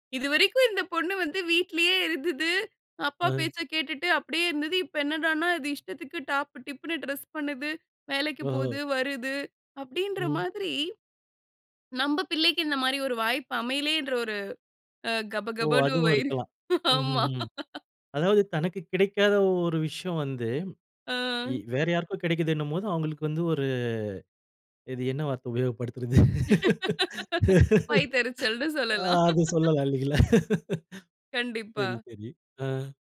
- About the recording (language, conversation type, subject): Tamil, podcast, புதிய தோற்றம் உங்கள் உறவுகளுக்கு எப்படி பாதிப்பு கொடுத்தது?
- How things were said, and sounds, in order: swallow; laughing while speaking: "வயிறு. ஆமா"; laughing while speaking: "ஆ"; drawn out: "ஒரு"; laugh; laugh; laughing while speaking: "ஆ, அது சொல்லலா இல்லைங்களா?"